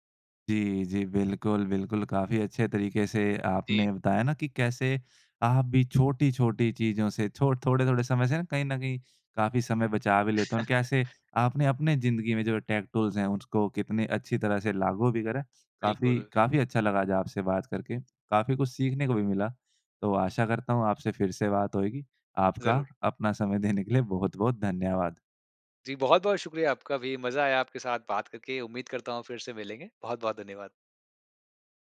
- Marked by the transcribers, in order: chuckle; in English: "टेक टूल्स"; laughing while speaking: "देने"
- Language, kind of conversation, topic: Hindi, podcast, टेक्नोलॉजी उपकरणों की मदद से समय बचाने के आपके आम तरीके क्या हैं?